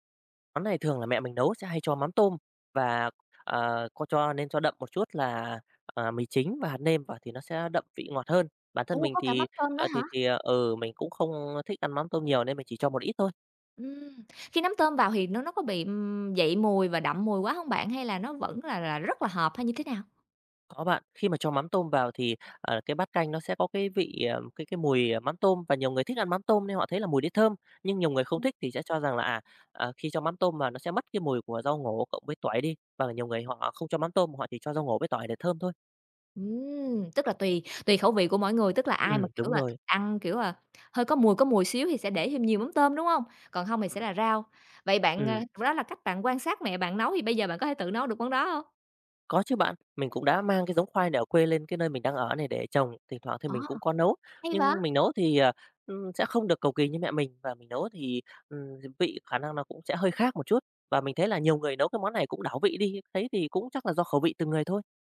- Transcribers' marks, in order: tapping; other background noise
- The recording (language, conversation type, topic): Vietnamese, podcast, Bạn có thể kể về món ăn tuổi thơ khiến bạn nhớ mãi không quên không?